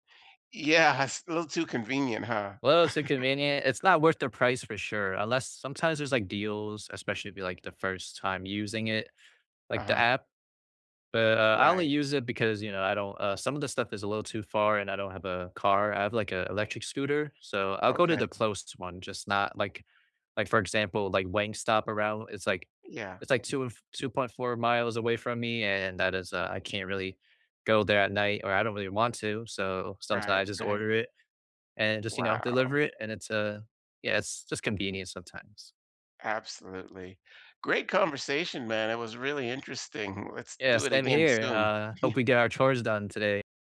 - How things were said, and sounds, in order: laughing while speaking: "Yeah"; chuckle; chuckle
- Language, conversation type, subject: English, unstructured, Why do chores often feel so frustrating?
- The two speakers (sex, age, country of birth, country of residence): male, 20-24, United States, United States; male, 55-59, United States, United States